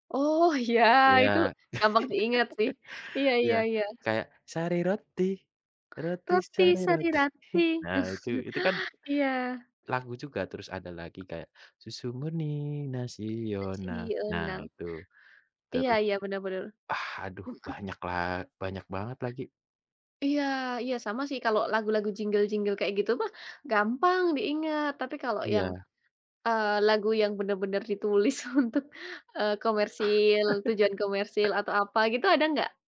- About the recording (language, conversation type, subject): Indonesian, unstructured, Apa yang membuat sebuah lagu terasa berkesan?
- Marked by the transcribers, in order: laugh; singing: "sari roti, roti sari roti"; singing: "Roti Sari Roti"; chuckle; singing: "susu murni nasional"; singing: "Nasional"; chuckle